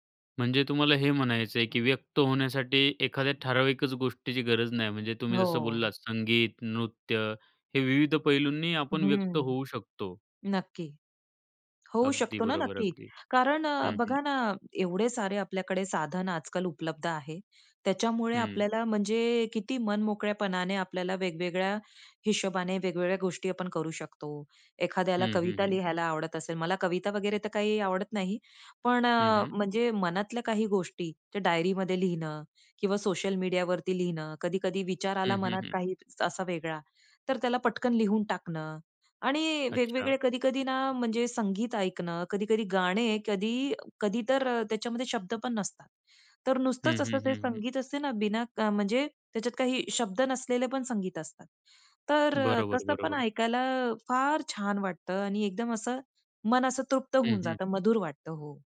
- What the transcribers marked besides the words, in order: none
- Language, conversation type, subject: Marathi, podcast, तुम्ही स्वतःला व्यक्त करण्यासाठी सर्वात जास्त कोणता मार्ग वापरता?